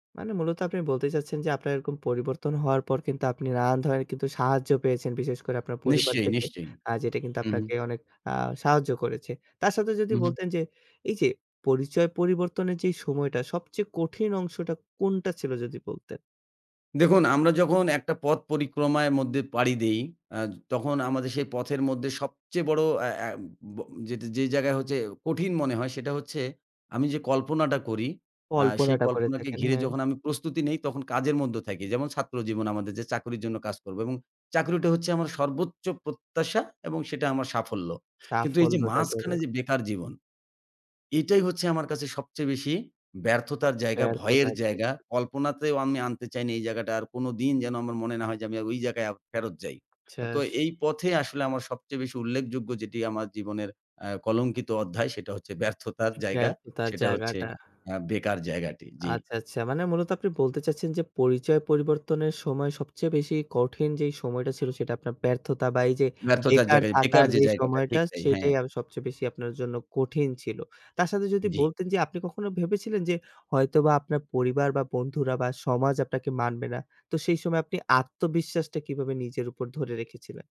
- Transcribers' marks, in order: horn; other background noise
- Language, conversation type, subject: Bengali, podcast, আপনি কীভাবে পরিবার ও বন্ধুদের সামনে নতুন পরিচয় তুলে ধরেছেন?